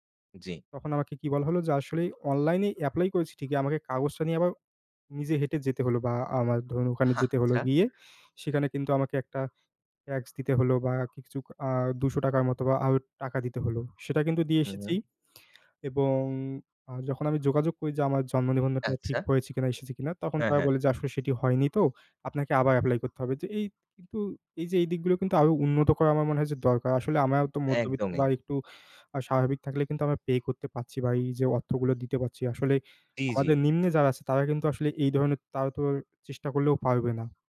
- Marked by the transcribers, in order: bird; "আরো" said as "আরুক"; other background noise
- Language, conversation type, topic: Bengali, unstructured, সরকার কীভাবে সাধারণ মানুষের জীবনমান উন্নত করতে পারে?